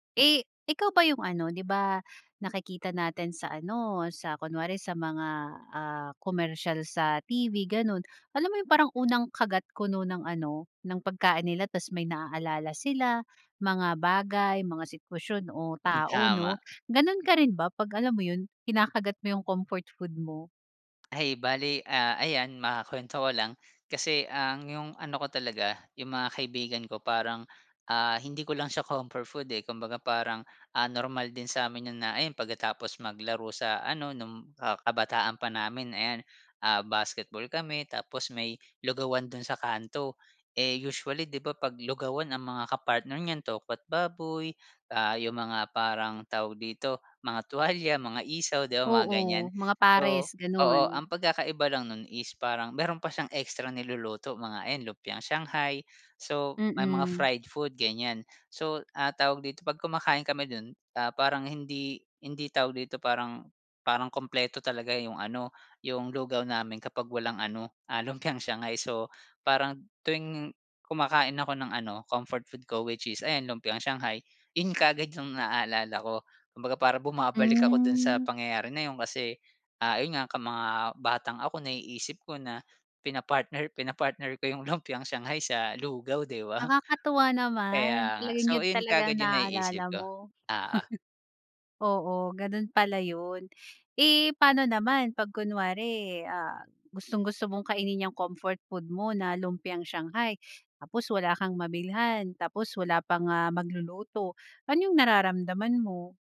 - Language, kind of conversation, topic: Filipino, podcast, Ano ang paborito mong pagkain na nagpapagaan ng pakiramdam, at bakit?
- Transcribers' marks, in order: laughing while speaking: "pinapartner ko 'yung lumpiang shanghai sa lugaw, 'di ba"; chuckle